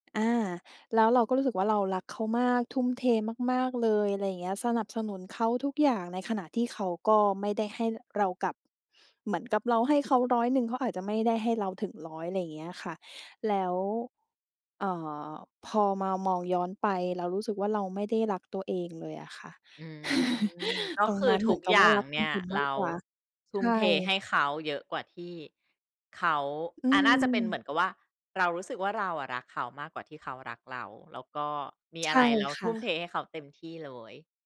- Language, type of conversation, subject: Thai, podcast, คำแนะนำอะไรที่คุณอยากบอกตัวเองเมื่อสิบปีก่อน?
- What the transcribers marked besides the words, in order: tapping; chuckle; other background noise